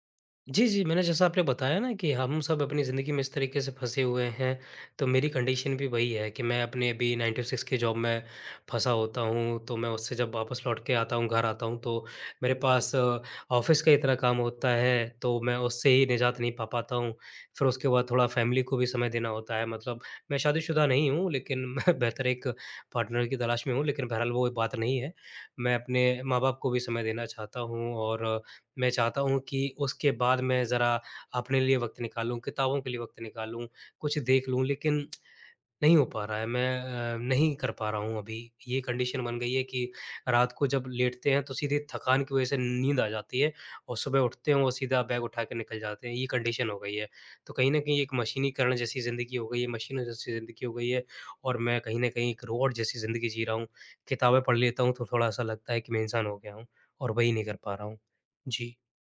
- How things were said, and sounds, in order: in English: "कंडीशन"; in English: "नाइन टू सिक्स"; in English: "जॉब"; in English: "ऑफ़िस"; in English: "फैमिली"; laughing while speaking: "मैं"; in English: "पार्टनर"; lip smack; in English: "कंडीशन"; in English: "कंडीशन"
- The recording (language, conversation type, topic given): Hindi, advice, रोज़ पढ़ने की आदत बनानी है पर समय निकालना मुश्किल होता है